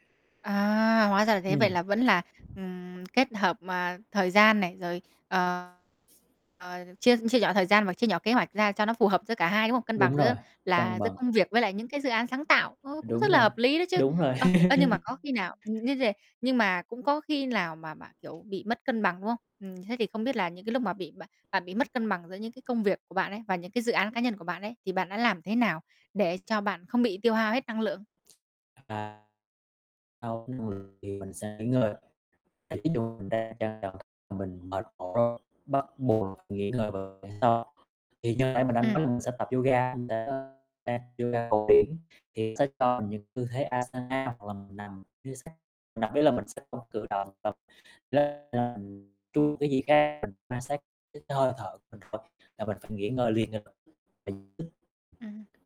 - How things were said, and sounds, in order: tapping; wind; distorted speech; static; other background noise; unintelligible speech; laugh; unintelligible speech; unintelligible speech; unintelligible speech; unintelligible speech; unintelligible speech; unintelligible speech; unintelligible speech
- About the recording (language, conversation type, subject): Vietnamese, podcast, Làm sao bạn giữ được động lực sáng tạo trong thời gian dài?